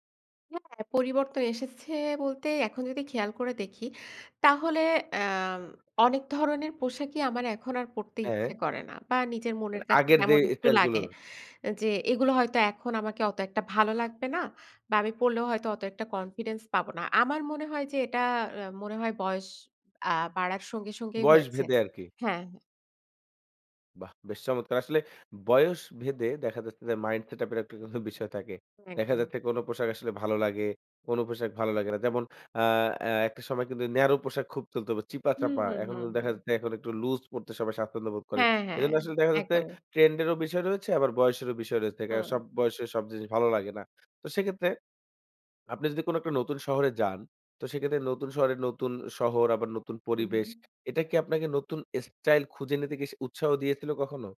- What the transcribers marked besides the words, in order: other background noise
- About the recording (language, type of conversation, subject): Bengali, podcast, কোন মুহূর্তটি আপনার ব্যক্তিগত সাজপোশাকের ধরন বদলানোর কারণ হয়েছিল?
- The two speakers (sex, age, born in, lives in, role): female, 30-34, Bangladesh, Bangladesh, guest; male, 25-29, Bangladesh, Bangladesh, host